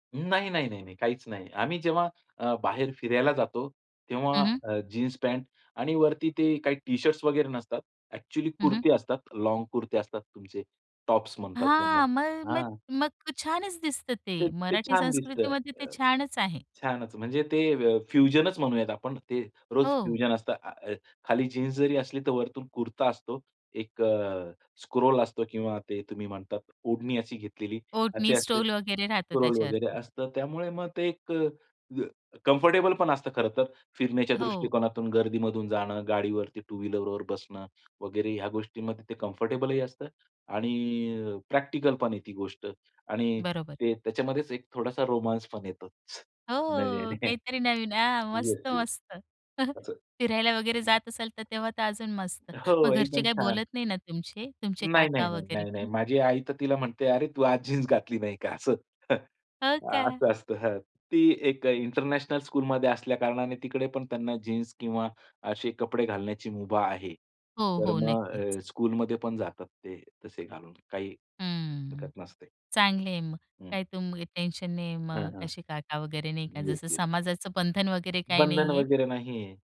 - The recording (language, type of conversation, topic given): Marathi, podcast, दीर्घ नात्यात रोमँस कसा जपता येईल?
- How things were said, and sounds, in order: in English: "फ्युजनच"; in English: "फ्युजन"; "स्टोल" said as "स्क्रोल"; "स्टोल" said as "स्क्रोल"; swallow; in English: "कम्फर्टेबल"; in English: "कम्फर्टेबलही"; joyful: "हो, काहीतरी नवीन हां, मस्त, मस्त"; chuckle; laughing while speaking: "नाही, नाही"; chuckle; other background noise; laughing while speaking: "हो"; joyful: "हो का"; chuckle; in English: "इंटरनॅशनल स्कूलमध्ये"; in English: "स्कूलमध्ये"